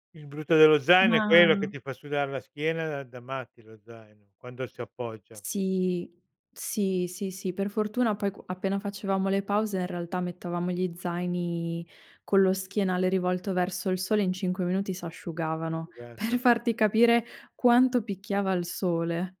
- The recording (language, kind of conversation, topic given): Italian, podcast, Quale escursione non dimenticherai mai e perché?
- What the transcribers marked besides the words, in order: drawn out: "Ma"; laughing while speaking: "per"